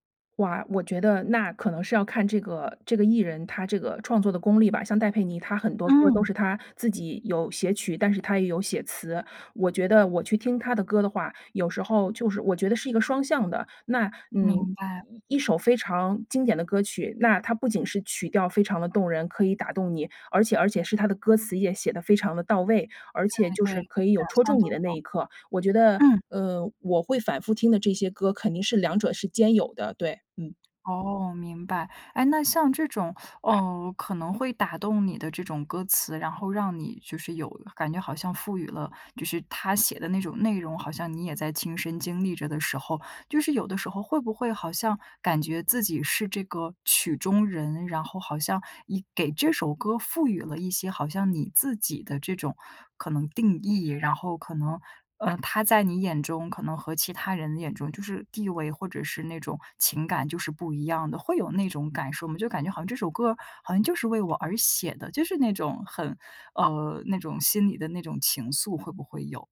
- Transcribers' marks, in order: other background noise; teeth sucking
- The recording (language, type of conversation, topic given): Chinese, podcast, 失恋后你会把歌单彻底换掉吗？